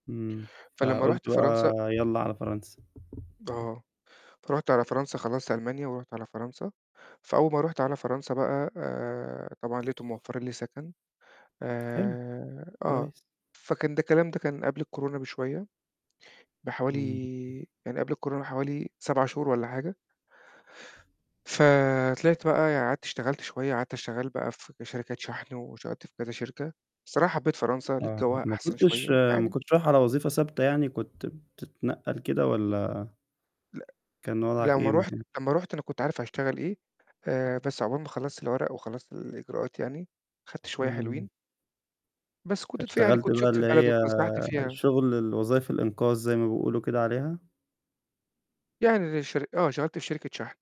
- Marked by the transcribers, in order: other background noise; tapping; unintelligible speech; unintelligible speech
- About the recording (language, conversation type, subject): Arabic, podcast, إزاي السفر أو الهجرة أثّرت على هويتك؟